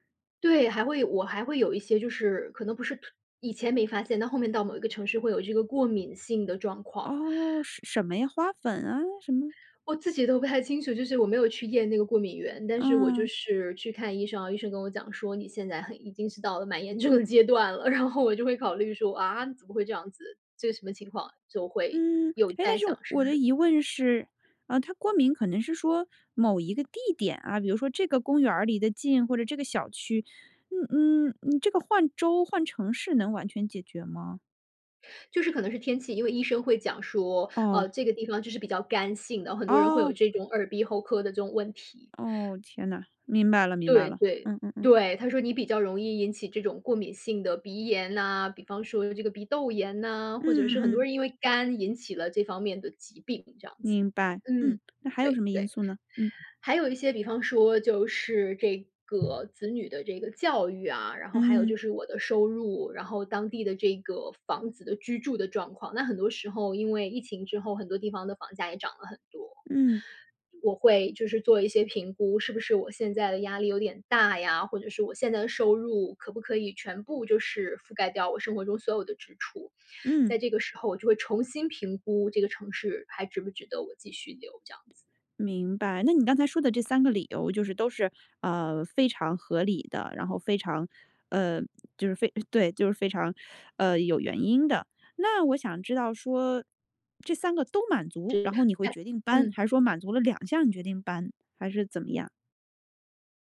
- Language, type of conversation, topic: Chinese, podcast, 你是如何决定要不要换个城市生活的？
- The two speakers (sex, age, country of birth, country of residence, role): female, 35-39, China, United States, host; female, 40-44, China, United States, guest
- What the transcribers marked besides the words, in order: laughing while speaking: "不太"; laughing while speaking: "蛮严重的阶段了。然后"; other background noise; tapping; unintelligible speech